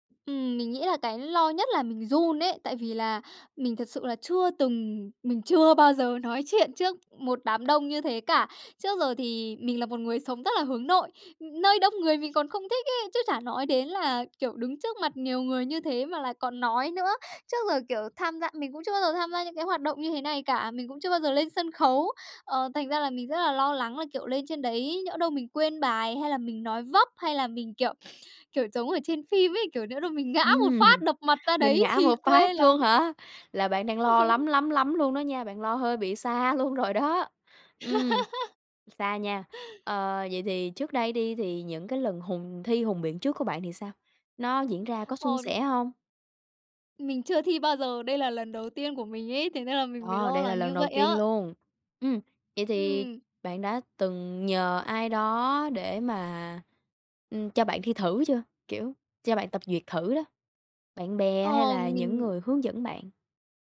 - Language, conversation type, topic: Vietnamese, advice, Làm sao tôi có thể hành động dù đang lo lắng và sợ thất bại?
- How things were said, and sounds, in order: tapping; stressed: "chưa bao giờ"; sniff; laughing while speaking: "phát"; laugh; laughing while speaking: "xa luôn rồi đó!"; laugh